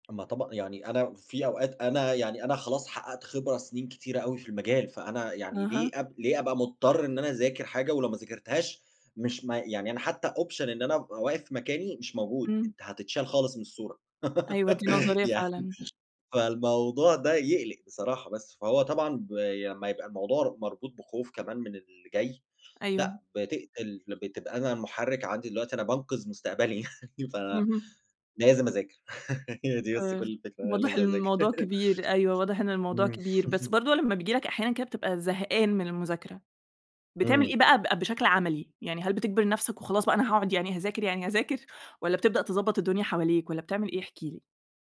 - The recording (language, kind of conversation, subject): Arabic, podcast, إزاي تتخلّص من عادة التسويف وإنت بتذاكر؟
- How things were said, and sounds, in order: in English: "option"; laugh; laughing while speaking: "يعني"; chuckle; laugh; chuckle; other background noise